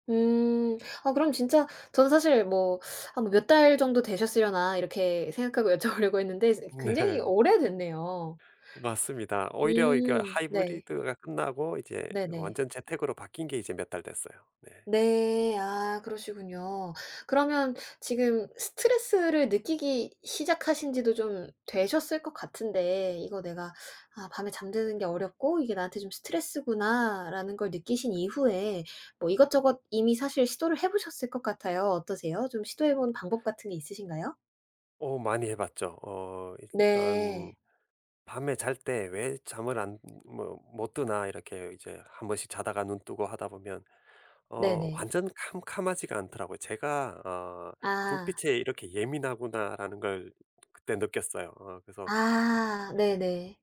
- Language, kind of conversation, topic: Korean, advice, 밤에 불안 때문에 잠들지 못할 때 어떻게 해야 하나요?
- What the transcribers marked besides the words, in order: teeth sucking; laughing while speaking: "여쭤보려고"; laughing while speaking: "네"; other background noise